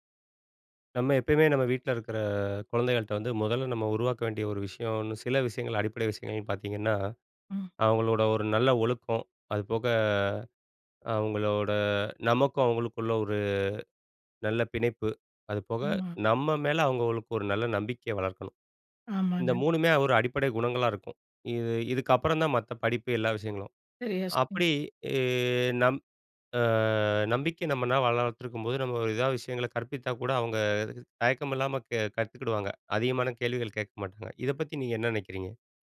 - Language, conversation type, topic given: Tamil, podcast, குழந்தைகளிடம் நம்பிக்கை நீங்காமல் இருக்க எப்படி கற்றுக்கொடுப்பது?
- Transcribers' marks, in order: drawn out: "இருக்கிற"; drawn out: "அதுபோக, அவங்களோட"; drawn out: "இ"; drawn out: "அ"